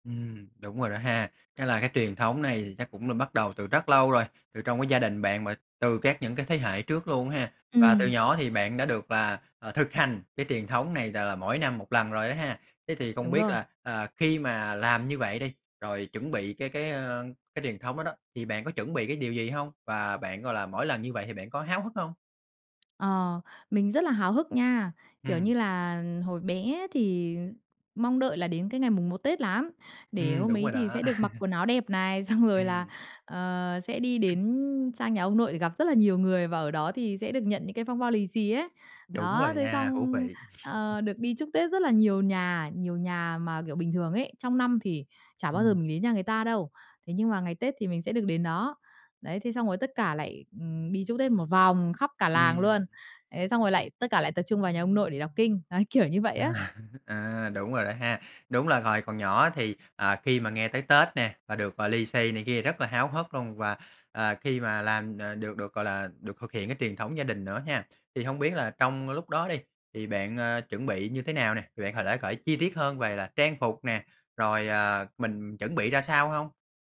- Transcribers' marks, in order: other background noise; tapping; laughing while speaking: "xong"; chuckle; chuckle; laughing while speaking: "đấy"; laughing while speaking: "À"
- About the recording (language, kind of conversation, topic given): Vietnamese, podcast, Bạn có thể kể về một truyền thống gia đình mà đến nay vẫn được duy trì không?